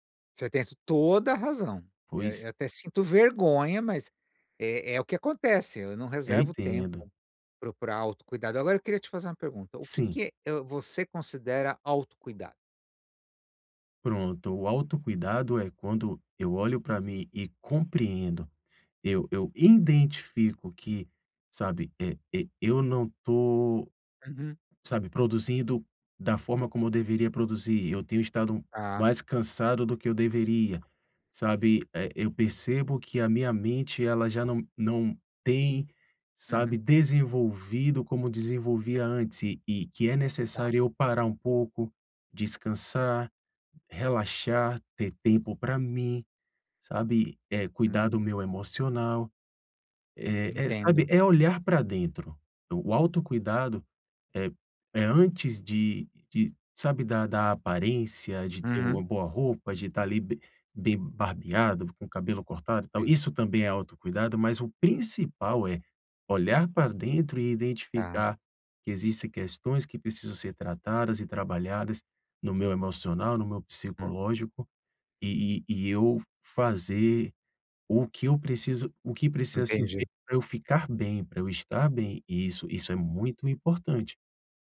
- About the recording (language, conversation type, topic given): Portuguese, advice, Como posso reservar tempo regular para o autocuidado na minha agenda cheia e manter esse hábito?
- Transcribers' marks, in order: "identifico" said as "indentifico"